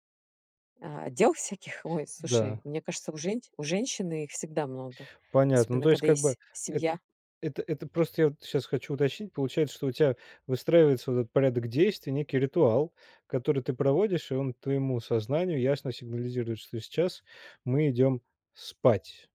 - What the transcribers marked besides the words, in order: none
- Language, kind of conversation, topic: Russian, podcast, Какие маленькие эксперименты помогают тебе двигаться вперёд?